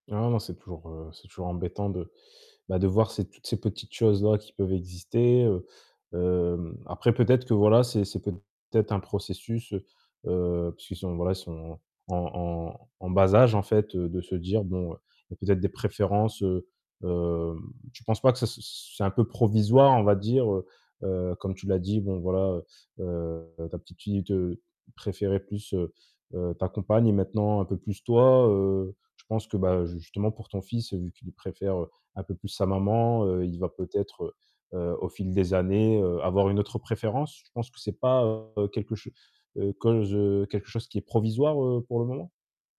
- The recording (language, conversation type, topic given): French, advice, Comment vivez-vous le fait de vous sentir le parent préféré ou, au contraire, négligé ?
- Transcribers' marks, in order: distorted speech; tapping